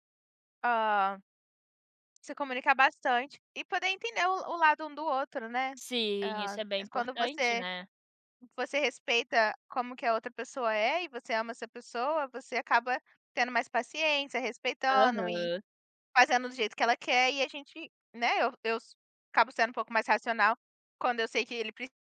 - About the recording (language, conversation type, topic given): Portuguese, podcast, Como você escolhe com quem quer dividir a vida?
- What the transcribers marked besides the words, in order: none